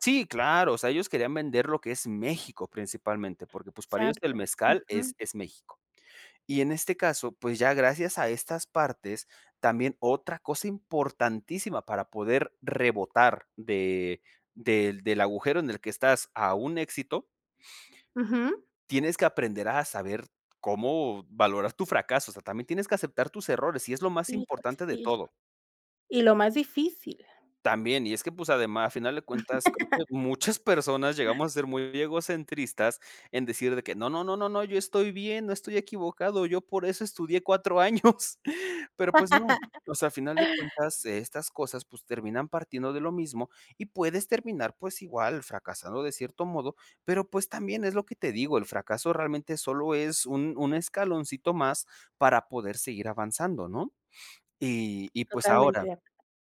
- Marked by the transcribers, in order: tapping; laugh; laugh
- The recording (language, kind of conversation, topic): Spanish, podcast, ¿Cómo usas el fracaso como trampolín creativo?